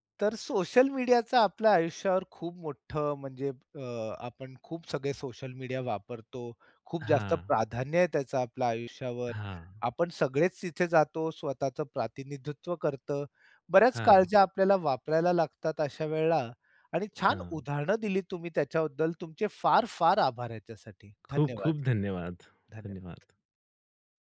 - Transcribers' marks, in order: tapping
- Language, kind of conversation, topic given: Marathi, podcast, सोशल मीडियावर प्रतिनिधित्व कसे असावे असे तुम्हाला वाटते?